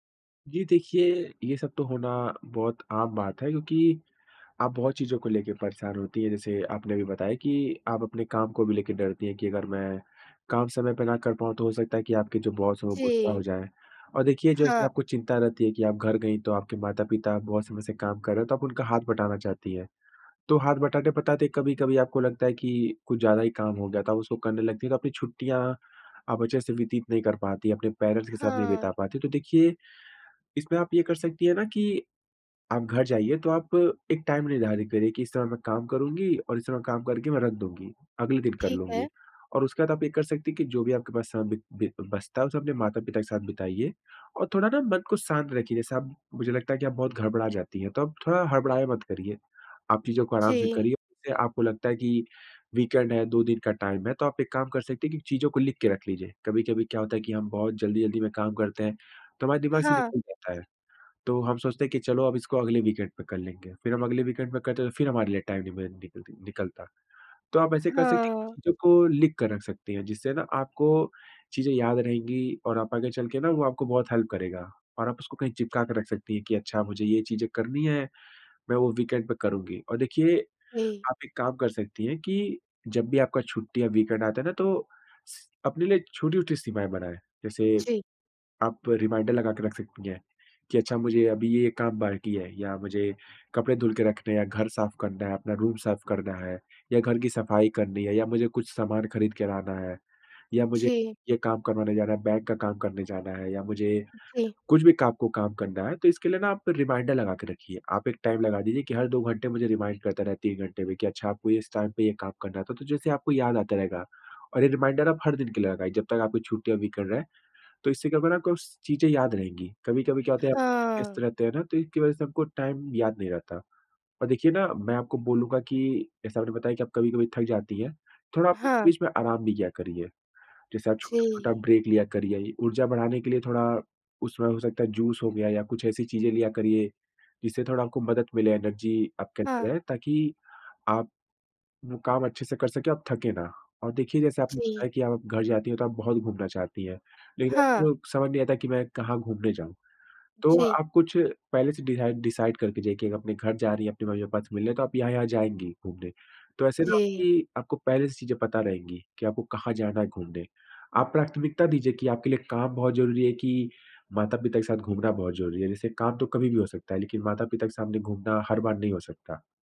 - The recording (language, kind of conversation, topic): Hindi, advice, छुट्टियों या सप्ताहांत में भी काम के विचारों से मन को आराम क्यों नहीं मिल पाता?
- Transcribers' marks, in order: in English: "बॉस"; "बटाते" said as "बटाटे"; in English: "पेरेंट्स"; in English: "टाइम"; unintelligible speech; in English: "वीकेंड"; in English: "टाइम"; in English: "वीकेंड"; in English: "वीकेंड"; in English: "टाइम"; in English: "हेल्प"; in English: "वीकेंड"; in English: "वीकेंड"; in English: "रिमाइंडर"; in English: "रूम"; in English: "रिमाइंडर"; in English: "टाइम"; in English: "रिमाइंडर"; in English: "टाइम"; in English: "रिमाइंडर"; in English: "वीकेंड"; in English: "टाइम"; in English: "ब्रेक"; in English: "एनर्जी"; in English: "दिराइड डिसाइड"